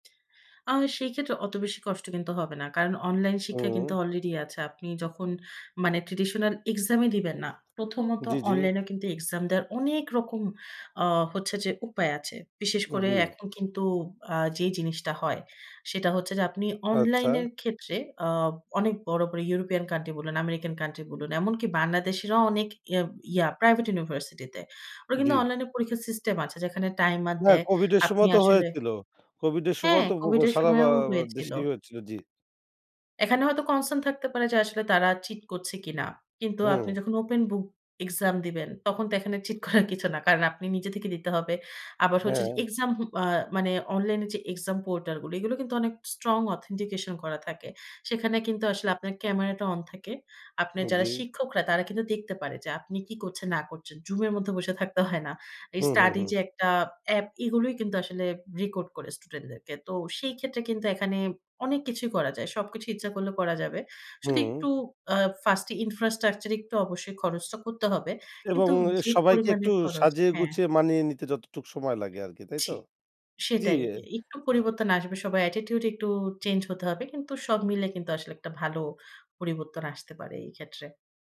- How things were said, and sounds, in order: other background noise; in English: "traditional exam"; stressed: "অনেক"; in English: "concern"; in English: "open book exam"; in English: "strong authentication"; in English: "first infrastructure"; in English: "attitude"
- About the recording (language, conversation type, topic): Bengali, podcast, পরীক্ষাকেন্দ্রিক শিক্ষা বদলালে কী পরিবর্তন আসবে বলে আপনি মনে করেন?